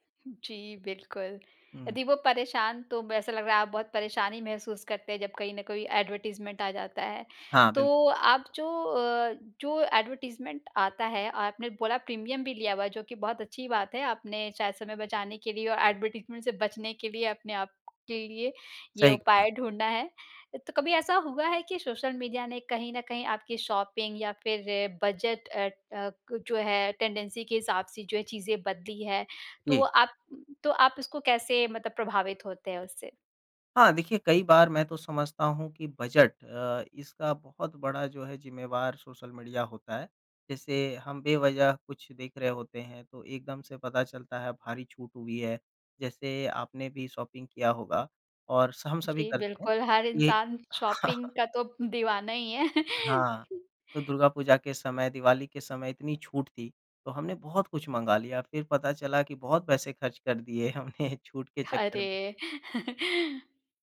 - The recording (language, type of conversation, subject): Hindi, podcast, सोशल मीडिया ने आपके स्टाइल को कैसे बदला है?
- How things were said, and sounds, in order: in English: "एडवर्टाइजमेंट"; in English: "एडवर्टाइजमेंट"; in English: "प्रीमियम"; in English: "एडवर्टाइजमेंट"; in English: "शॉपिंग"; in English: "टेंडेंसी"; in English: "शॉपिंग"; in English: "शॉपिंग"; chuckle; chuckle; laughing while speaking: "हमने"; chuckle